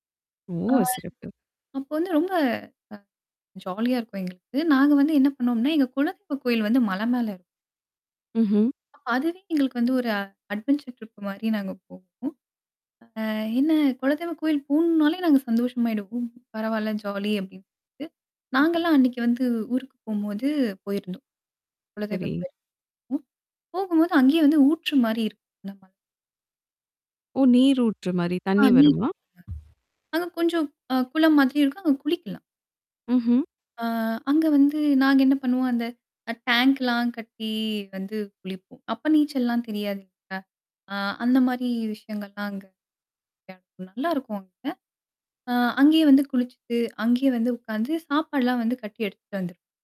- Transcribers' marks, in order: distorted speech; in English: "அட்வென்ச்சர் ட்ரிப்"; static; tapping; drawn out: "அ"; in English: "டேங்க்லாம்"; unintelligible speech
- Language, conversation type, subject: Tamil, podcast, குழந்தைப் பருவத்தில் இயற்கையுடன் உங்கள் தொடர்பு எப்படி இருந்தது?
- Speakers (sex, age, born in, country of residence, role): female, 25-29, India, India, guest; female, 35-39, India, India, host